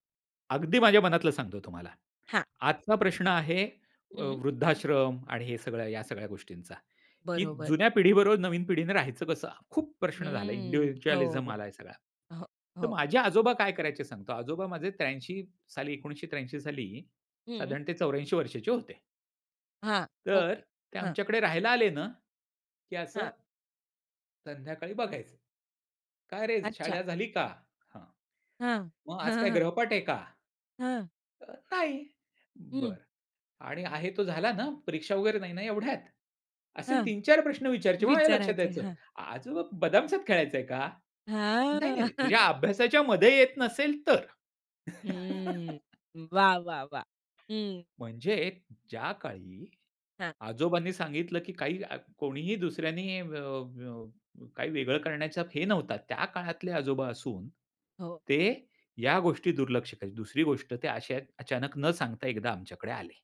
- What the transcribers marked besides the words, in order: in English: "इंडिव्हिज्युअलिझम"; tapping; other background noise; chuckle; chuckle; laugh
- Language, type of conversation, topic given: Marathi, podcast, तुमच्या पिढीकडून तुम्हाला मिळालेली सर्वात मोठी शिकवण काय आहे?